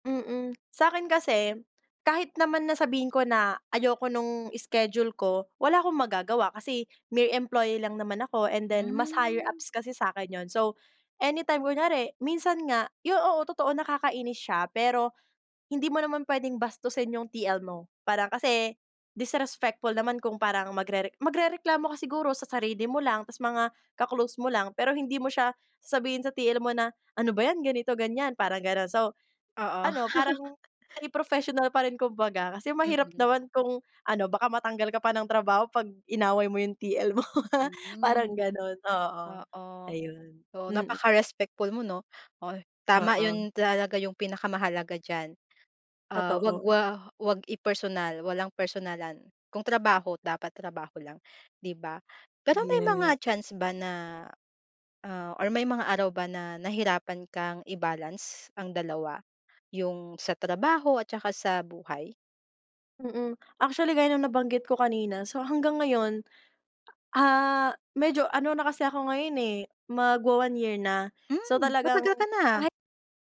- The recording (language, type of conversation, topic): Filipino, podcast, Paano mo binabalanse ang trabaho at buhay mo?
- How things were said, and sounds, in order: lip smack; "tapos" said as "tas"; chuckle; laughing while speaking: "mo ha"; laugh; other background noise